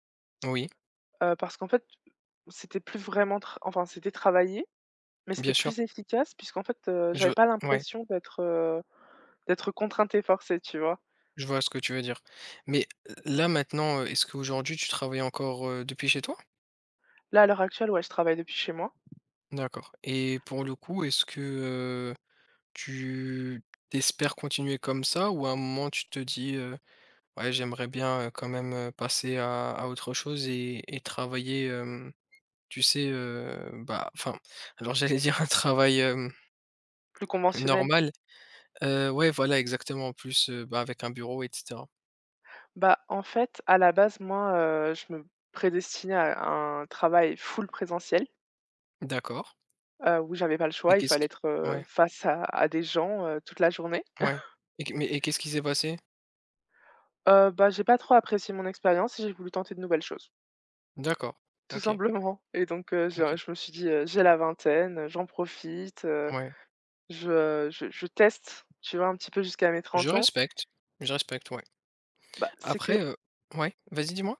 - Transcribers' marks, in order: tapping; drawn out: "tu"; other background noise; laughing while speaking: "alors j'allais dire"; chuckle; laughing while speaking: "simplement"
- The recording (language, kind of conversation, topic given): French, unstructured, Quelle est votre stratégie pour maintenir un bon équilibre entre le travail et la vie personnelle ?
- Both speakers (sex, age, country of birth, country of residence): female, 25-29, France, France; male, 30-34, France, France